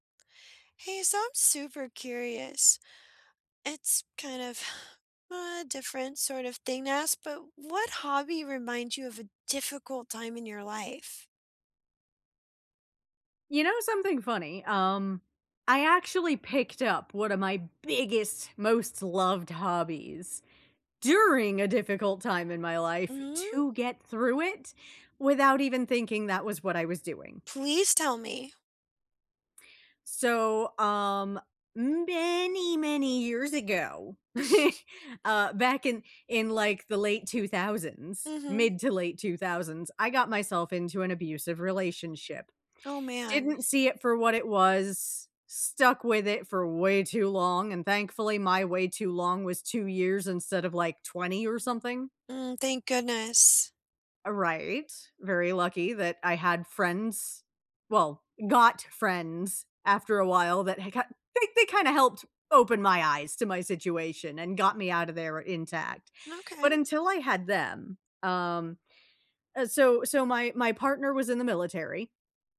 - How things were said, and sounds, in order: inhale; stressed: "biggest"; stressed: "many"; chuckle; tapping
- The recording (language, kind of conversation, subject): English, unstructured, What hobby should I pick up to cope with a difficult time?